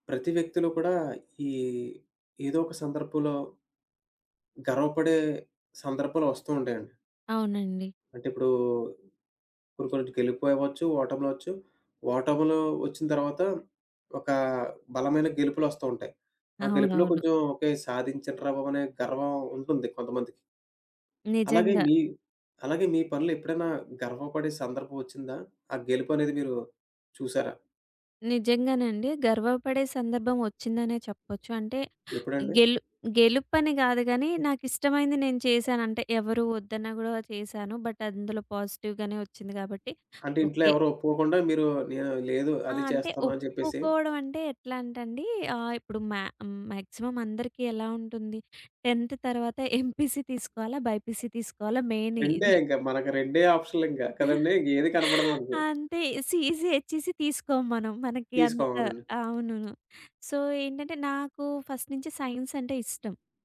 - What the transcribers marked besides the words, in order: giggle; in English: "బట్"; in English: "పాజిటివ్‌గానే"; in English: "మాక్సిమం"; in English: "టెంథ్"; in English: "ఎంపీసీ"; in English: "బైపీసీ"; in English: "మెయిన్"; in English: "ఆప్షన్‌లింక"; chuckle; gasp; in English: "సిఇసి, హెచ్‌ఇసి"; in English: "సో"; in English: "ఫస్ట్"; in English: "సైన్స్"
- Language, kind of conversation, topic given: Telugu, podcast, మీ పనిపై మీరు గర్వపడేలా చేసిన ఒక సందర్భాన్ని చెప్పగలరా?